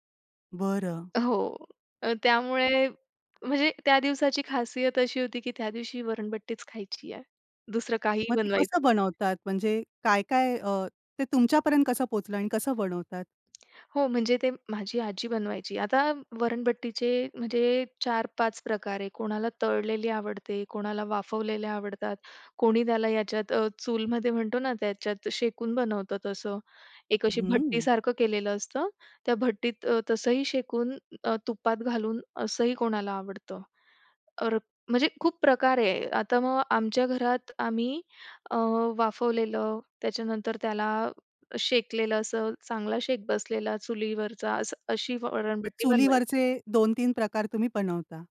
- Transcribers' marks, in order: other noise; tapping
- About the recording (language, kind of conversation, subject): Marathi, podcast, तुम्ही वारसा म्हणून पुढच्या पिढीस कोणती पारंपरिक पाककृती देत आहात?